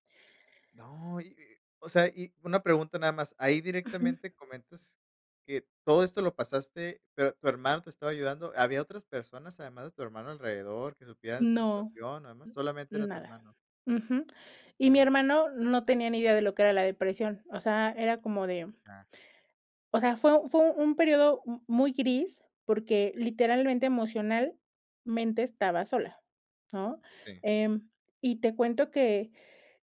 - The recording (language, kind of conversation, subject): Spanish, podcast, ¿Cuál es la mejor forma de pedir ayuda?
- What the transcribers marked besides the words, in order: none